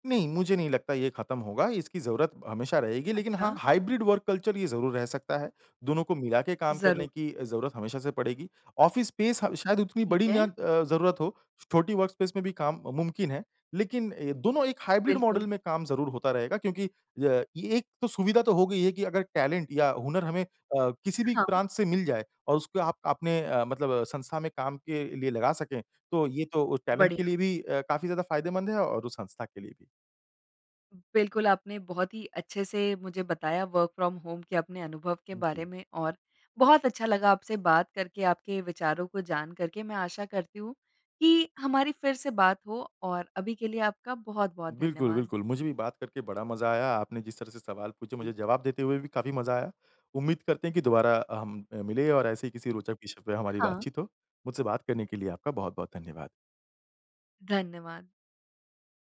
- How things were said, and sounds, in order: in English: "हाइब्रिड वर्क कल्चर"; in English: "ऑफ़िस स्पेस"; tapping; in English: "वर्कस्पेस"; in English: "हाइब्रिड मॉडल"; in English: "टैलेंट"; in English: "टैलेंट"; in English: "वर्क फ्रॉम होम"
- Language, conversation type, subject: Hindi, podcast, घर से काम करने का आपका अनुभव कैसा रहा है?
- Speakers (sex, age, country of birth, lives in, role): female, 25-29, India, India, host; male, 30-34, India, India, guest